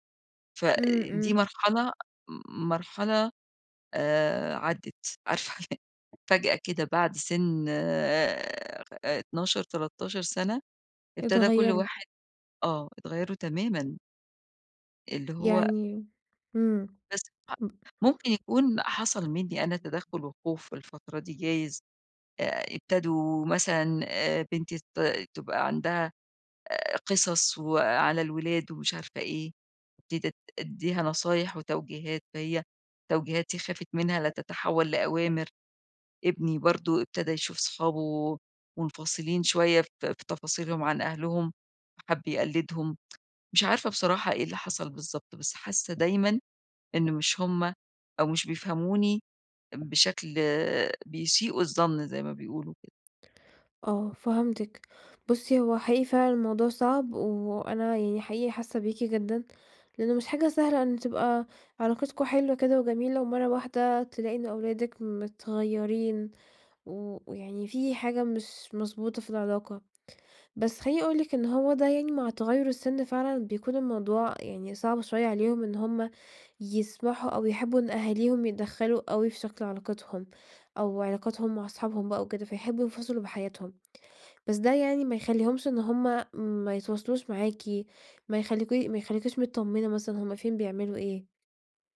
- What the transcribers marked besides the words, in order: other background noise; tapping; unintelligible speech; unintelligible speech; unintelligible speech; tsk
- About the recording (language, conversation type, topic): Arabic, advice, إزاي أتعامل مع ضعف التواصل وسوء الفهم اللي بيتكرر؟